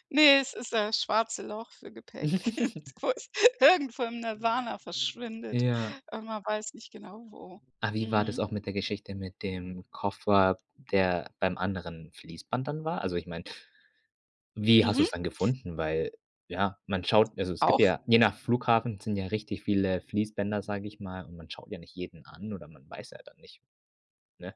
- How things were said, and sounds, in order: chuckle; other background noise; laughing while speaking: "irgendwo irgendwo"
- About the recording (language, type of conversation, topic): German, podcast, Was war dein schlimmstes Gepäckdesaster?